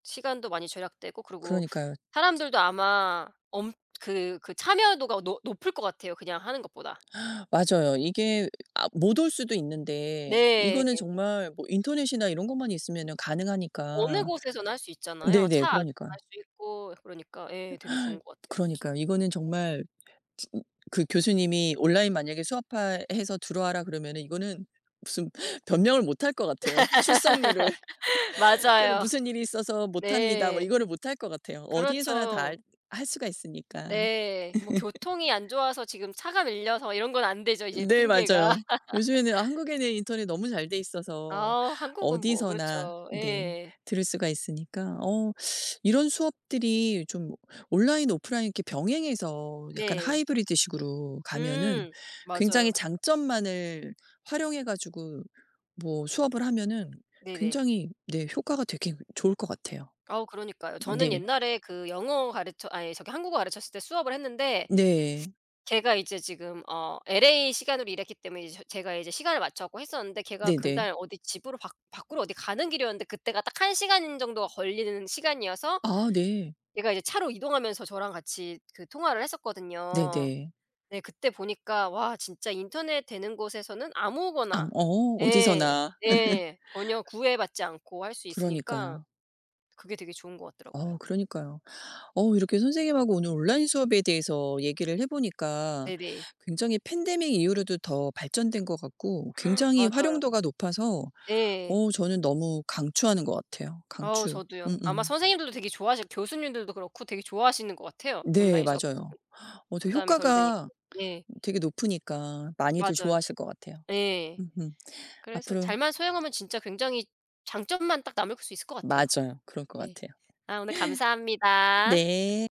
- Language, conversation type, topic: Korean, unstructured, 온라인 수업에 대해 어떻게 생각하시나요?
- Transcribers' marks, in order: other background noise; gasp; tapping; laugh; laughing while speaking: "출석률을"; laugh; laugh; laugh; laugh; gasp